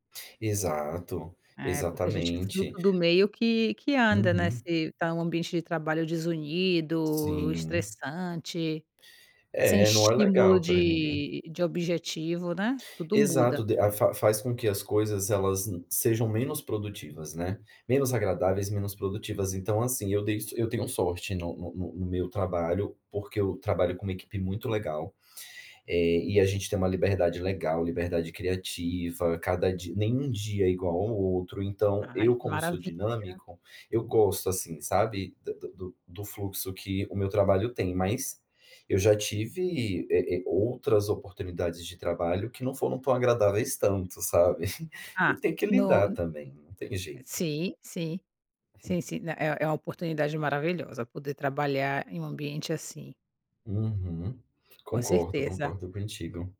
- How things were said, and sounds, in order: tapping; chuckle; other noise; other background noise
- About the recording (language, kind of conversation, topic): Portuguese, podcast, Quais pequenas vitórias te dão força no dia a dia?